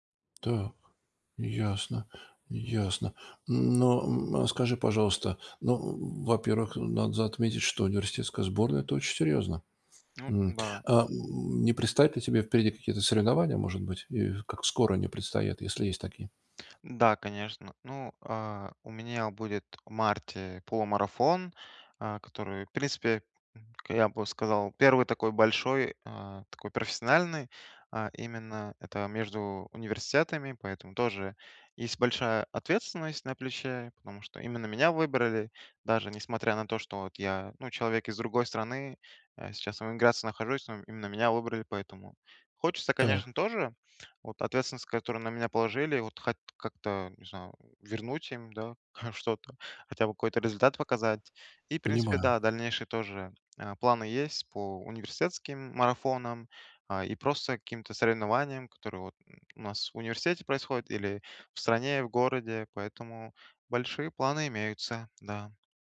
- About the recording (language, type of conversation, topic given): Russian, advice, Как восстановиться после срыва, не впадая в отчаяние?
- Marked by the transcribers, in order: tapping